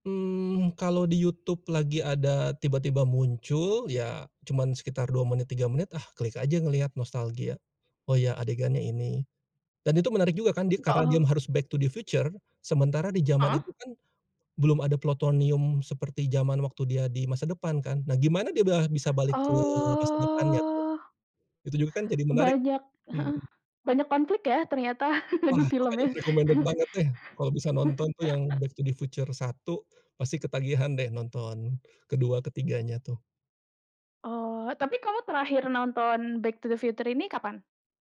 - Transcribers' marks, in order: tapping; in English: "back to the future"; drawn out: "Oh"; in English: "recommended"; chuckle; laughing while speaking: "di filmnya"; chuckle
- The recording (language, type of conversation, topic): Indonesian, podcast, Film apa yang paling berkesan buat kamu, dan kenapa begitu?